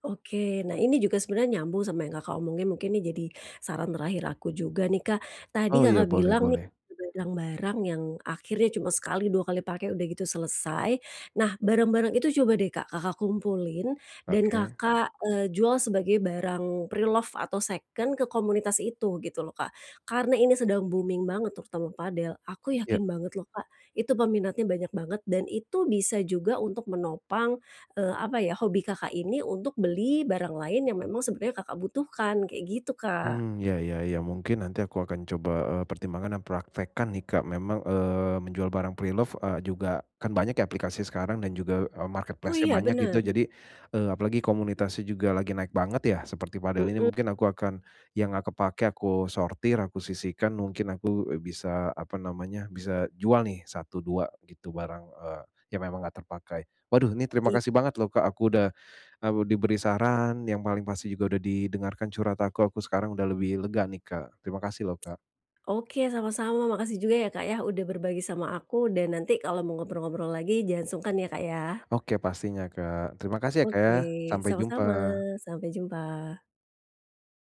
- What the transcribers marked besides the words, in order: in English: "preloved"; in English: "booming"; in English: "preloved"; "juga" said as "juge"; in English: "marketplace-nya"; other background noise
- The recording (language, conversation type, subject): Indonesian, advice, Bagaimana cara mengendalikan dorongan impulsif untuk melakukan kebiasaan buruk?